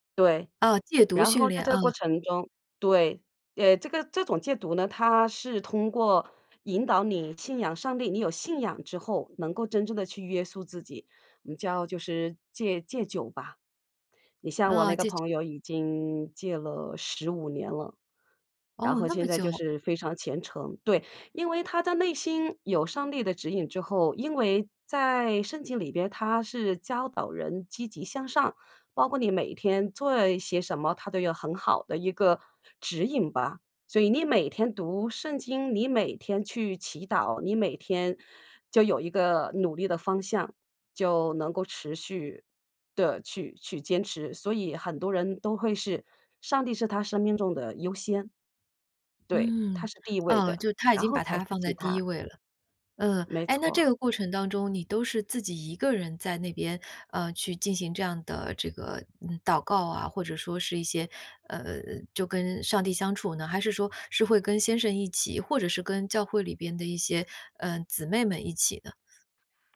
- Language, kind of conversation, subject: Chinese, podcast, 你有固定的早晨例行习惯吗？通常会做哪些事情？
- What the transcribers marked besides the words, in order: other background noise